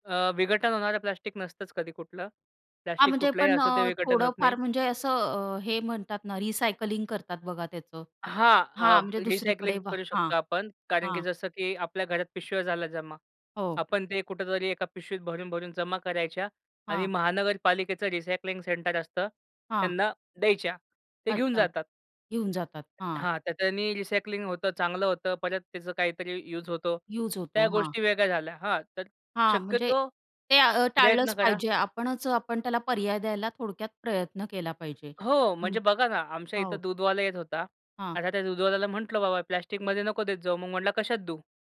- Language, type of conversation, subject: Marathi, podcast, प्लास्टिक कमी करण्यासाठी कोणत्या दैनंदिन सवयी सर्वात उपयुक्त वाटतात?
- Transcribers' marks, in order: in English: "रिसायकलिंग"; in English: "रिसायकलिंग"; tapping; in English: "रिसायकलिंग सेंटर"; in English: "रिसायकलिंग"